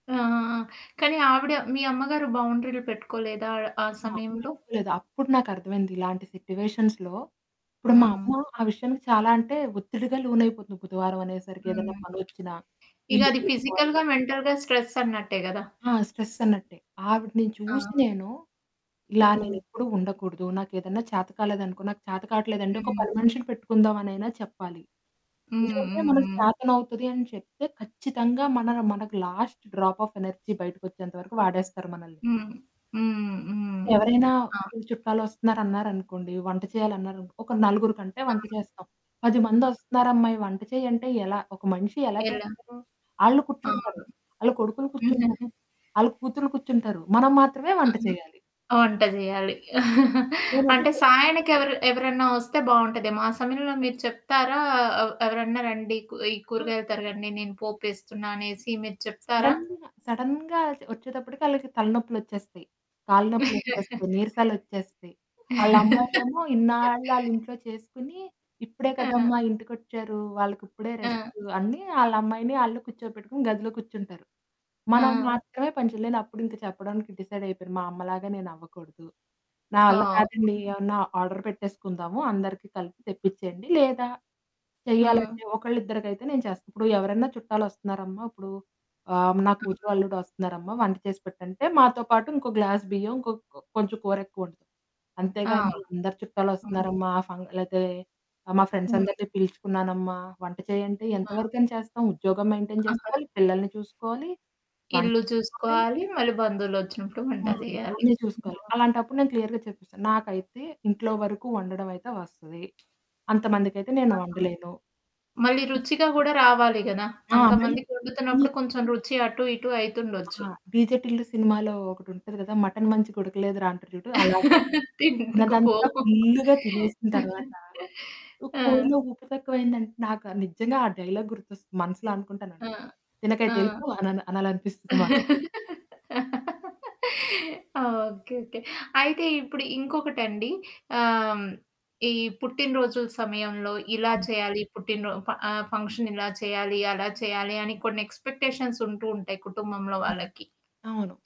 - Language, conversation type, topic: Telugu, podcast, కుటుంబ సభ్యులకు మీ సరిహద్దులను గౌరవంగా, స్పష్టంగా ఎలా చెప్పగలరు?
- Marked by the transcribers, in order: static; unintelligible speech; in English: "సిట్యుయేషన్స్‌లో"; tapping; in English: "ఫిజికల్‌గా, మెంటల్‌గా స్ట్రెస్"; in English: "స్ట్రెస్"; in English: "లాస్ట్ డ్రాప్ ఆఫ్ ఎనర్జీ"; other background noise; chuckle; chuckle; in English: "సడెన్‌గ, సడెన్‌గా"; laugh; in English: "డిసైడ్"; in English: "ఆర్డర్"; in English: "గ్లాస్"; in English: "ఫ్రెండ్స్"; in English: "మెయింటైన్"; unintelligible speech; distorted speech; unintelligible speech; in English: "క్లియర్‌గా"; unintelligible speech; laughing while speaking: "తినకుపో"; in English: "డైలాగ్"; laugh; in English: "ఫంక్షన్"; in English: "ఎక్స్పెక్టేషన్స్"